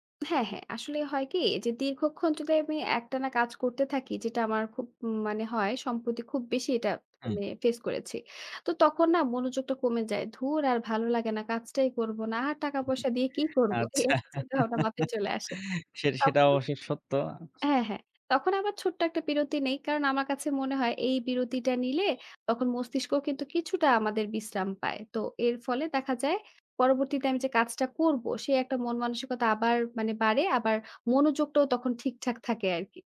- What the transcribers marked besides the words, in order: other noise; laughing while speaking: "আচ্ছা"; chuckle
- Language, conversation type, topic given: Bengali, podcast, ছোট বিরতি তোমার ফোকাসে কেমন প্রভাব ফেলে?